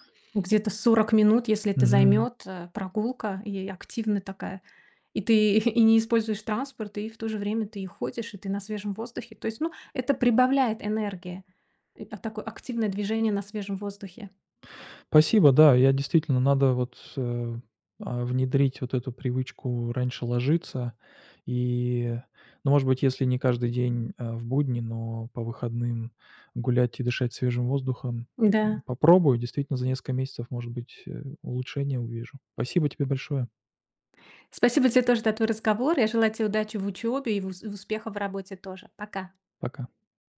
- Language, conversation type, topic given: Russian, advice, Как справиться со страхом повторного выгорания при увеличении нагрузки?
- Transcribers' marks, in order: none